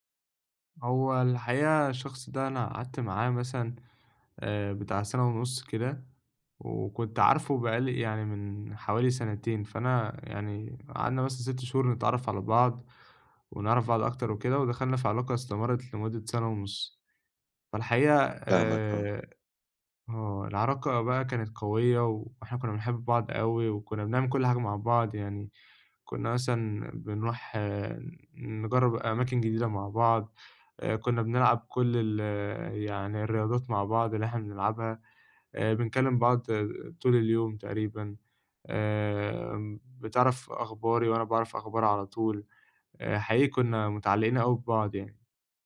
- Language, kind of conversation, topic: Arabic, advice, إزاي أتعلم أتقبل نهاية العلاقة وأظبط توقعاتي للمستقبل؟
- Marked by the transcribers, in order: tapping